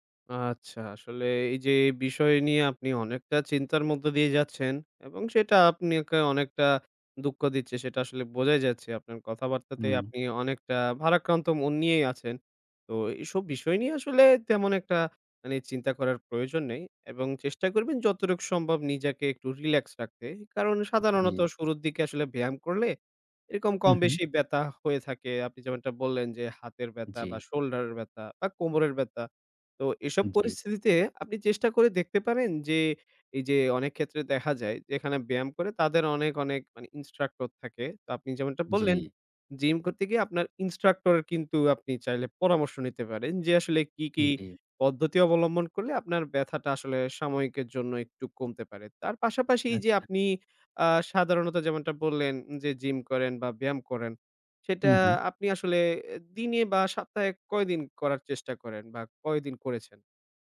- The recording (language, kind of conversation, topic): Bengali, advice, ভুল ভঙ্গিতে ব্যায়াম করার ফলে পিঠ বা জয়েন্টে ব্যথা হলে কী করবেন?
- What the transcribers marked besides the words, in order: other background noise; "আপনাকে" said as "আপ্নিকে"; "দুঃখ" said as "দুক্ক"; "দিচ্ছে" said as "দিচ্চে"; "ব্যথা" said as "ব্যাতা"; "ব্যথা" said as "ব্যাতা"; "ব্যথা" said as "ব্যাতা"; "ব্যথা" said as "ব্যাতা"